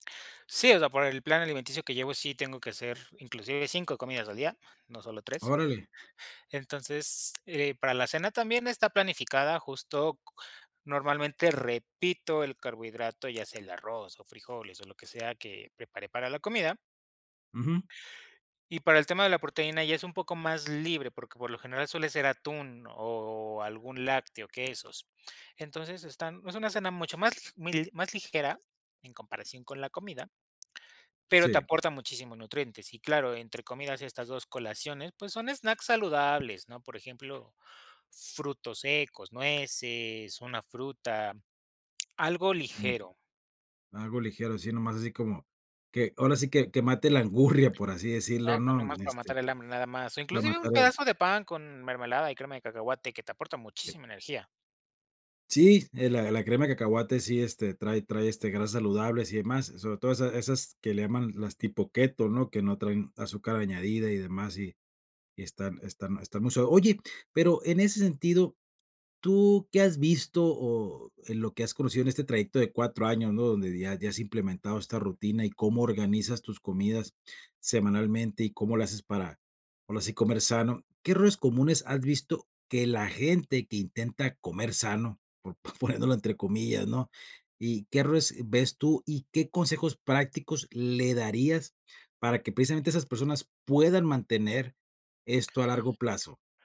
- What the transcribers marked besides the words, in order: other noise; unintelligible speech; laughing while speaking: "po poniéndolo"
- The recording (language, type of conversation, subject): Spanish, podcast, ¿Cómo organizas tus comidas para comer sano entre semana?